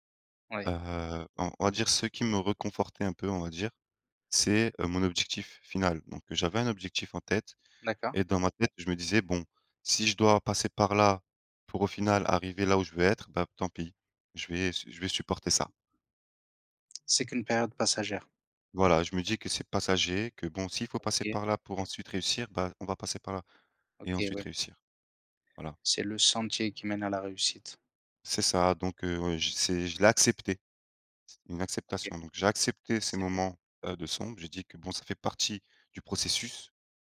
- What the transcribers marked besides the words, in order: "réconfortait" said as "reconfortait"; tapping
- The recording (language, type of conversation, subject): French, unstructured, Comment prends-tu soin de ton bien-être mental au quotidien ?